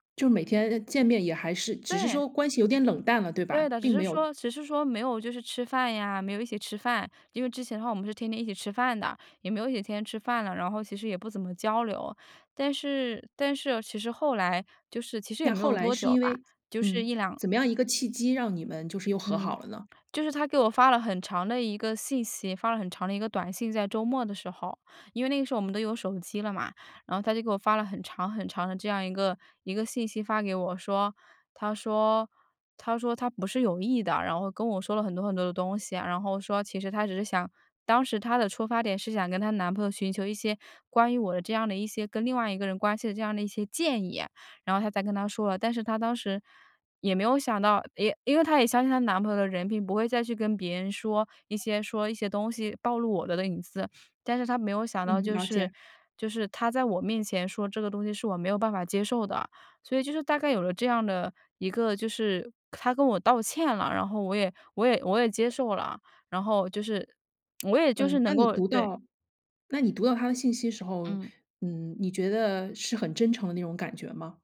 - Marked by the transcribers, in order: other noise
- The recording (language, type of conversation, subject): Chinese, podcast, 有没有一次和解让关系变得更好的例子？